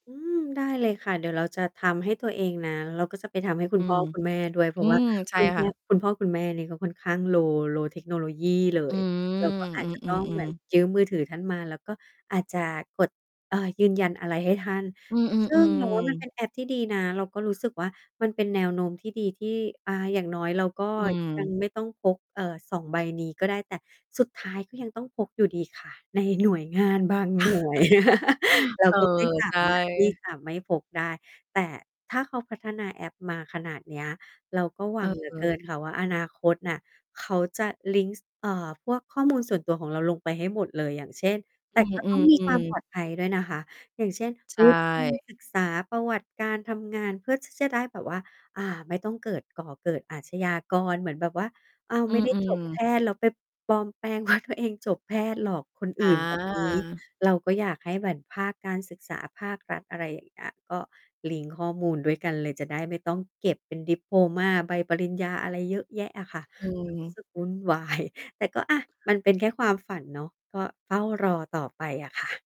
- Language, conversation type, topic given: Thai, advice, ฉันควรเริ่มจัดการเอกสารจำนวนมากในต่างประเทศอย่างไรเมื่อรู้สึกเครียด?
- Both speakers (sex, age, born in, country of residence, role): female, 40-44, Thailand, Thailand, advisor; female, 40-44, Thailand, Thailand, user
- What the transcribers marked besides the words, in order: distorted speech; in English: "low low technology"; mechanical hum; chuckle; laugh; laughing while speaking: "ว่า"; in English: "ดิโพลมา"; chuckle